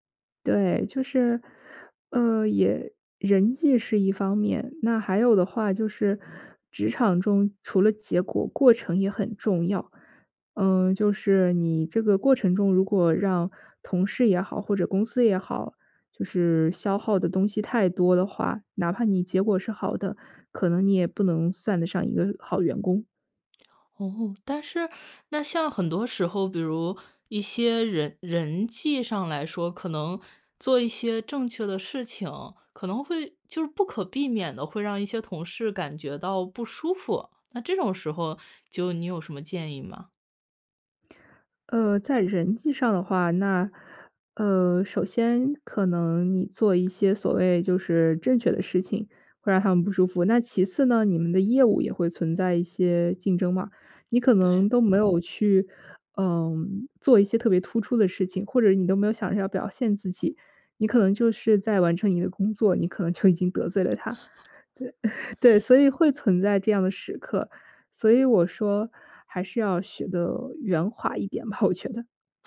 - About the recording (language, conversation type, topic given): Chinese, podcast, 你会给刚踏入职场的人什么建议？
- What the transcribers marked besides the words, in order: other background noise; laughing while speaking: "就"; laugh; laughing while speaking: "对，所以会存在这样的时刻"; laughing while speaking: "我觉得"